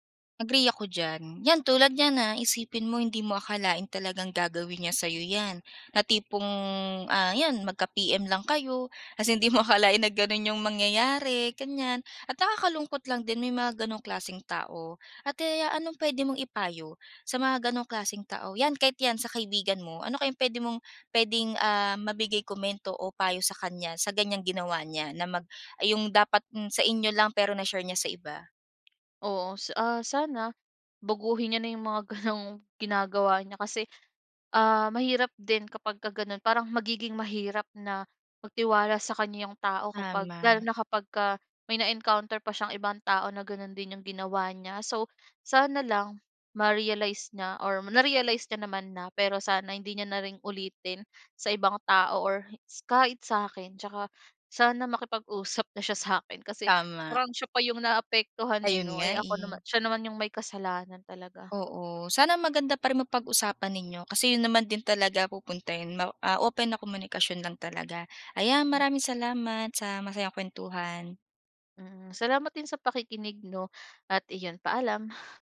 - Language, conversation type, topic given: Filipino, podcast, Paano nakatutulong ang pagbabahagi ng kuwento sa pagbuo ng tiwala?
- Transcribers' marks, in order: none